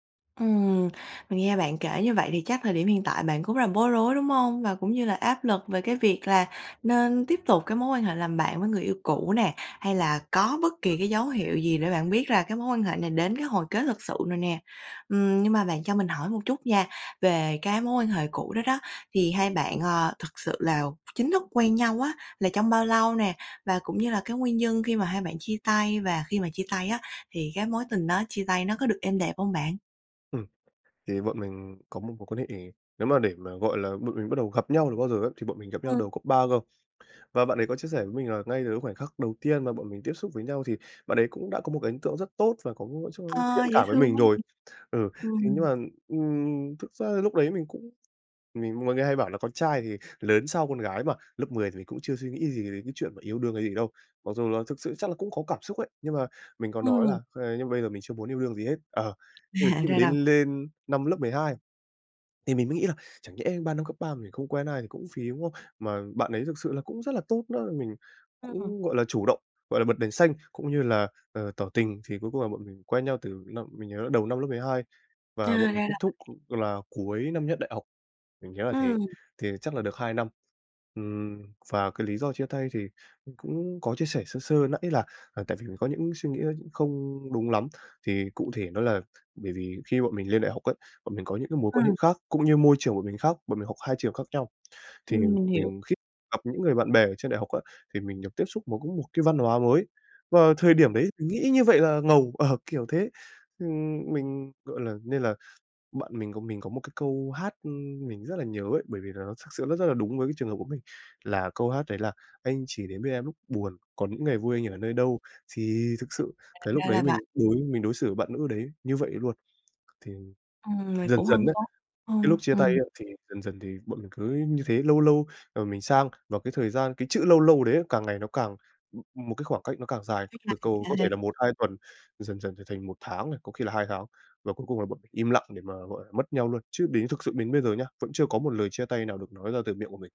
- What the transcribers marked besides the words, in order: tapping; other background noise; unintelligible speech; laughing while speaking: "Ờ"
- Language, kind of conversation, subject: Vietnamese, advice, Làm thế nào để duy trì tình bạn với người yêu cũ khi tôi vẫn cảm thấy lo lắng?